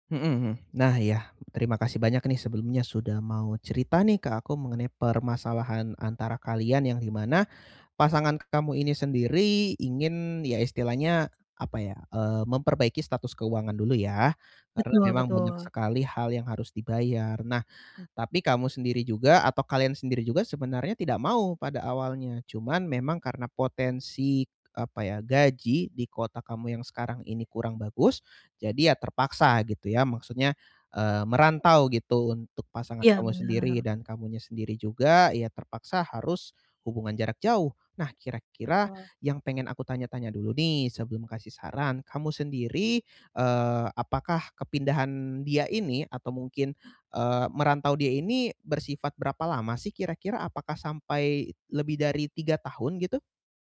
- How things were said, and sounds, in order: none
- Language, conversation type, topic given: Indonesian, advice, Bagaimana kepindahan kerja pasangan ke kota lain memengaruhi hubungan dan rutinitas kalian, dan bagaimana kalian menatanya bersama?